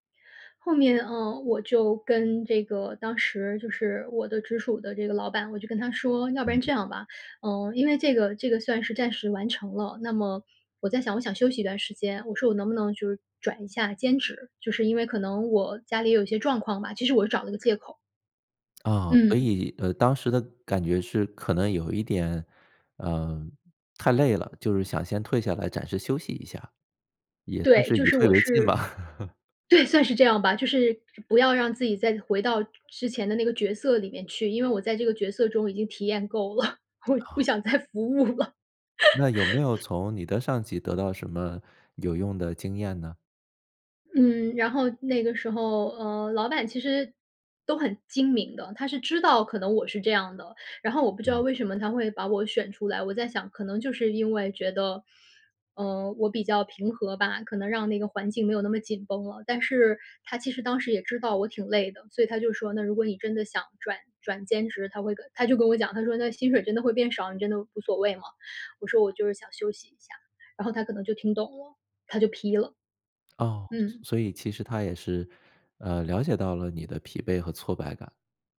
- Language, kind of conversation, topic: Chinese, podcast, 受伤后你如何处理心理上的挫败感？
- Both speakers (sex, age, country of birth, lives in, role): female, 40-44, China, United States, guest; male, 40-44, China, United States, host
- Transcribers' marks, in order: laughing while speaking: "对，算是这样吧"; chuckle; other background noise; chuckle; laughing while speaking: "我不想再服务了"; laugh